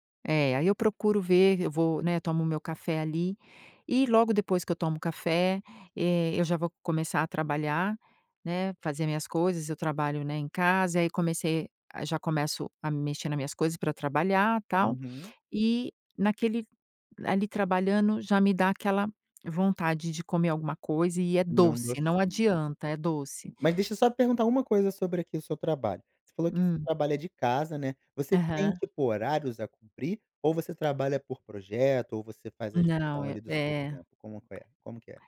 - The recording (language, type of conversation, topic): Portuguese, advice, Como posso lidar com recaídas frequentes em hábitos que quero mudar?
- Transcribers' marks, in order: other background noise